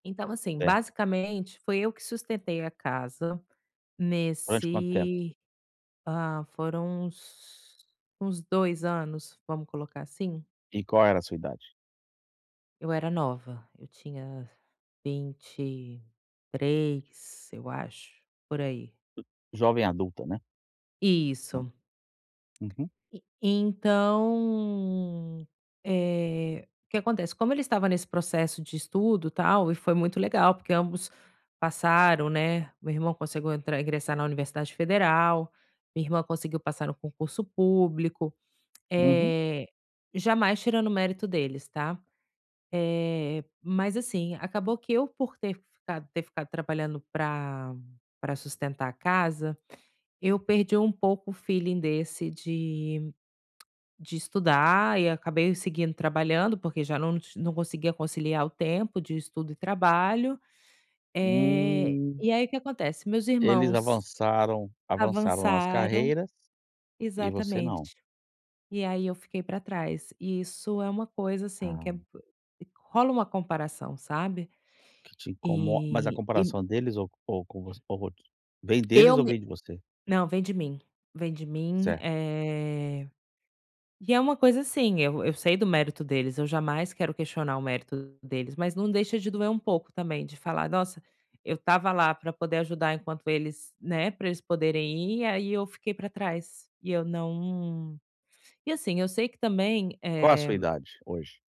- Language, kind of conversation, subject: Portuguese, advice, Como posso lidar com comparações sociais com colegas e familiares?
- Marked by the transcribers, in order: unintelligible speech; tapping; drawn out: "então"; drawn out: "Hum"